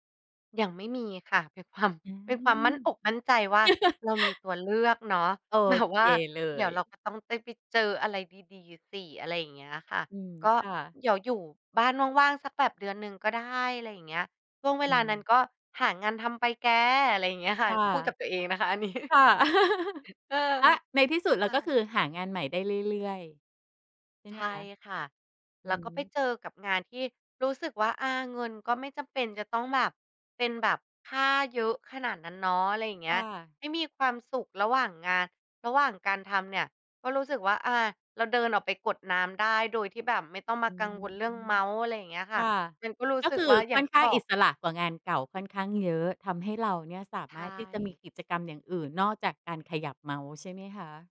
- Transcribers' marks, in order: laughing while speaking: "ความ"; chuckle; laughing while speaking: "แบบว่า"; chuckle; laughing while speaking: "อันนี้"; chuckle
- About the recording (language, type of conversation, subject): Thai, podcast, คุณเลือกงานโดยให้ความสำคัญกับเงินหรือความสุขมากกว่ากัน เพราะอะไร?